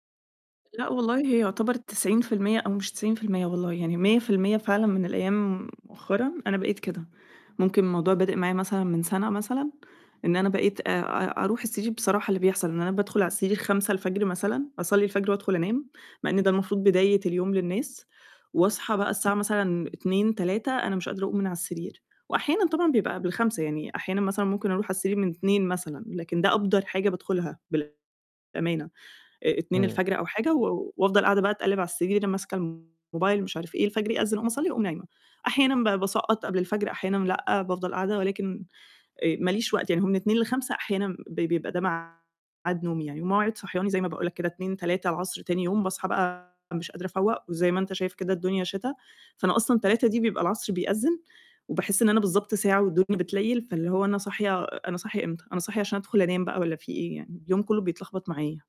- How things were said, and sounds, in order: distorted speech
- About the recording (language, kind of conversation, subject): Arabic, advice, ليه بحس بإرهاق مزمن رغم إني بنام كويس؟